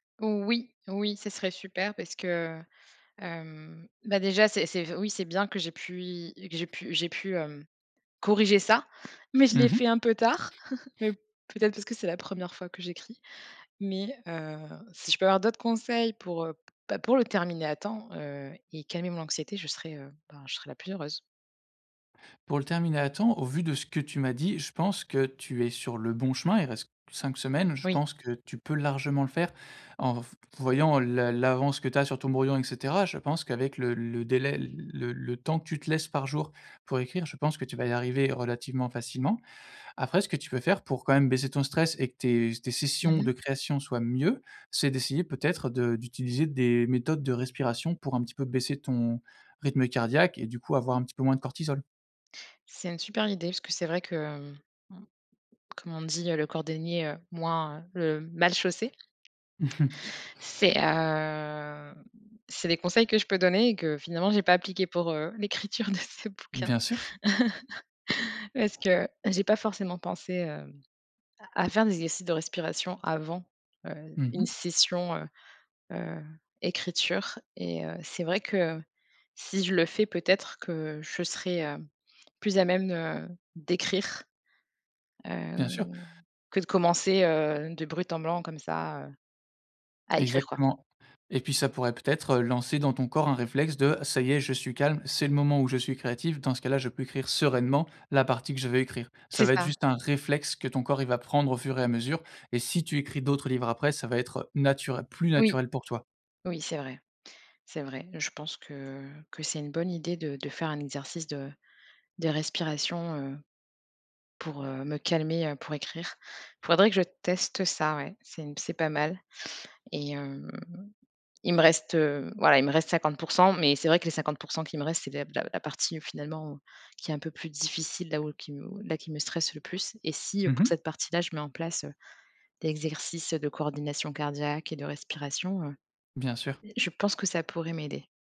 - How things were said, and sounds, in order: stressed: "Oui"; stressed: "ça"; laugh; other background noise; drawn out: "heu"; laughing while speaking: "l'écriture de ce bouquin"; laugh; drawn out: "heu"; drawn out: "heu"; "des exercices" said as "dexercice"
- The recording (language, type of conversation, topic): French, advice, Comment surmonter un blocage d’écriture à l’approche d’une échéance ?
- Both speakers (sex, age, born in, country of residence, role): female, 30-34, France, France, user; male, 25-29, France, France, advisor